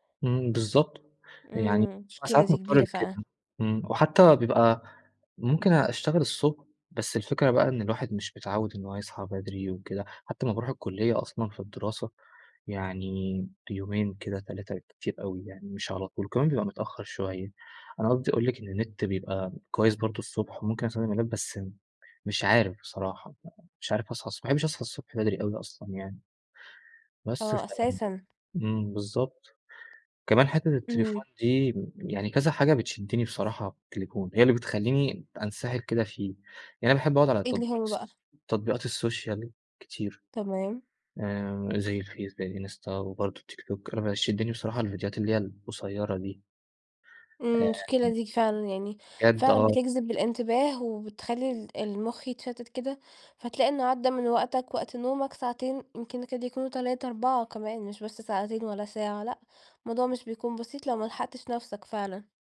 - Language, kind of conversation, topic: Arabic, advice, ازاي أقلل وقت استخدام الشاشات قبل النوم؟
- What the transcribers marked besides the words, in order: unintelligible speech; tapping; in English: "اللاب"; unintelligible speech; in English: "السوشيال"; unintelligible speech